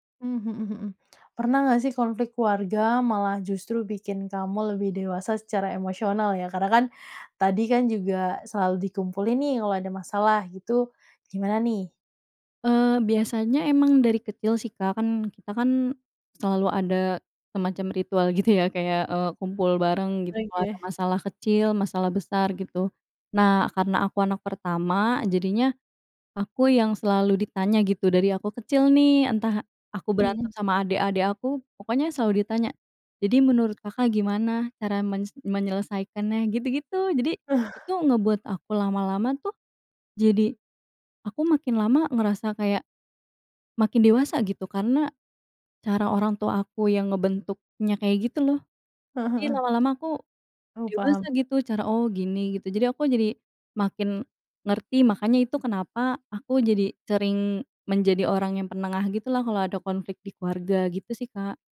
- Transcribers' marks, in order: other animal sound; tapping; laughing while speaking: "gitu"; chuckle
- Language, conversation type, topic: Indonesian, podcast, Bagaimana kalian biasanya menyelesaikan konflik dalam keluarga?